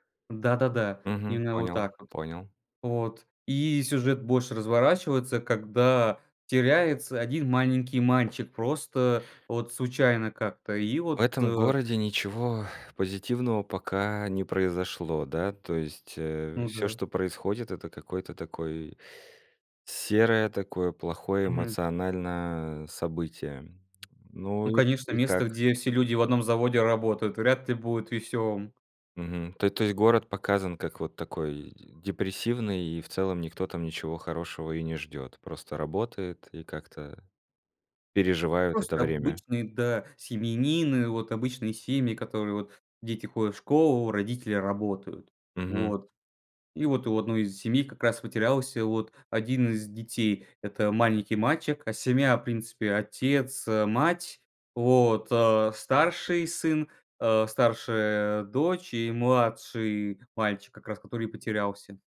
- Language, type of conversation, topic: Russian, podcast, Какой сериал стал для тебя небольшим убежищем?
- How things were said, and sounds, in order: tapping; sad: "В этом городе ничего позитивного пока не произошло"